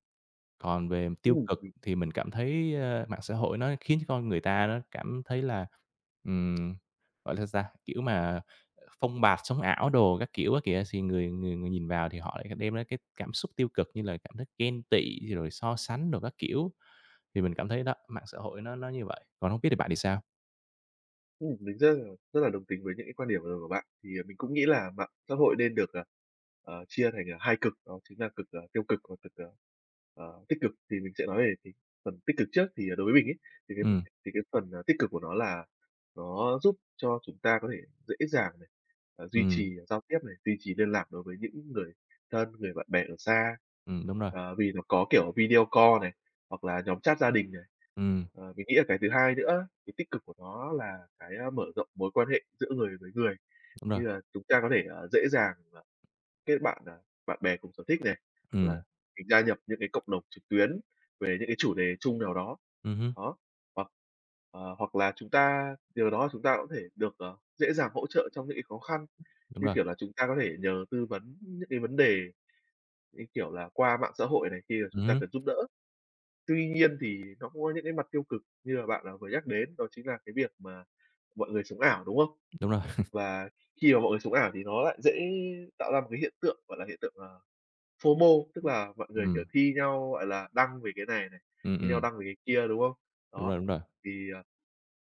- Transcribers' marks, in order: tapping; other background noise; in English: "video call"; chuckle; in English: "F-O-M-O"
- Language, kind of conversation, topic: Vietnamese, unstructured, Bạn thấy ảnh hưởng của mạng xã hội đến các mối quan hệ như thế nào?